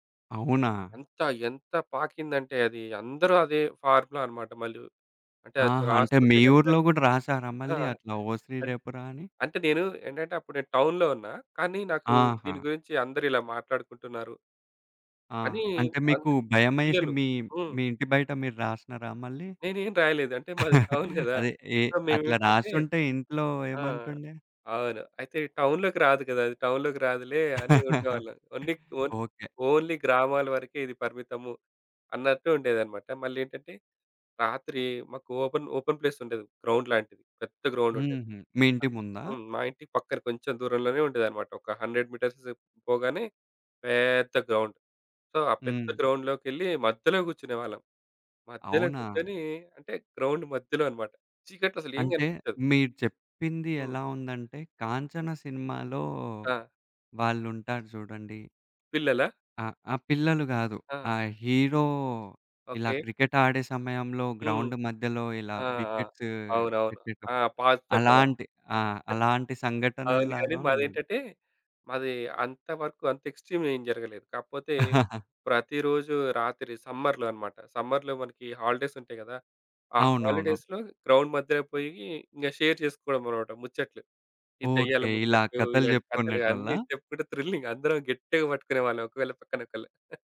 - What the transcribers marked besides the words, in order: tapping; in English: "టౌన్‍లో"; giggle; chuckle; in English: "టౌన్"; in English: "సో"; in English: "టౌన్‍లోకి"; in English: "టౌన్‍లోకి"; chuckle; in English: "ఓన్లీ"; in English: "ఓన్లీ"; other background noise; in English: "ఓపెన్ ఓపెన్ ప్లేస్"; in English: "గ్రౌండ్"; in English: "గ్రౌండ్"; in English: "హండ్రెడ్ మీటర్స్"; in English: "గ్రౌండ్. సో"; in English: "గ్రౌండ్‌లోకెళ్లి"; in English: "గ్రౌండ్"; in English: "హీరో"; in English: "గ్రౌండ్"; in English: "వికెట్స్"; chuckle; in English: "ఎక్స్‌ట్రిమ్"; in English: "సమ్మర్‍లో"; in English: "సమ్మర్‍లో"; chuckle; in English: "హాలిడేస్"; in English: "హాలిడేస్‍లో గ్రౌండ్"; in English: "షేర్"; in English: "థ్రిల్లింగ్"; chuckle
- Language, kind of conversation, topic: Telugu, podcast, మీరు చిన్నప్పుడు వినిన కథలు ఇంకా గుర్తున్నాయా?